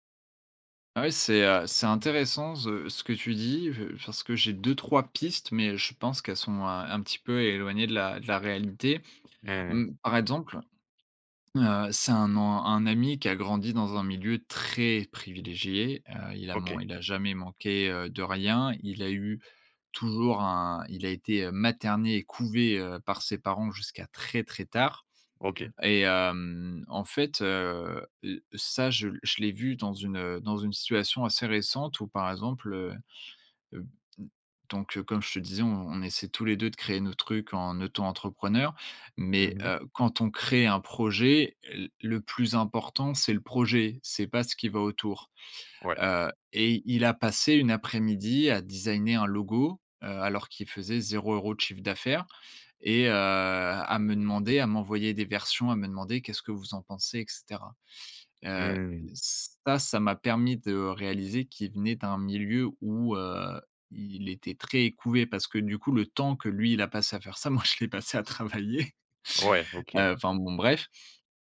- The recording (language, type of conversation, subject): French, advice, Comment poser des limites à un ami qui te demande trop de temps ?
- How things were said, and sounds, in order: stressed: "très"; unintelligible speech; laughing while speaking: "moi, je l'ai passé à travailler"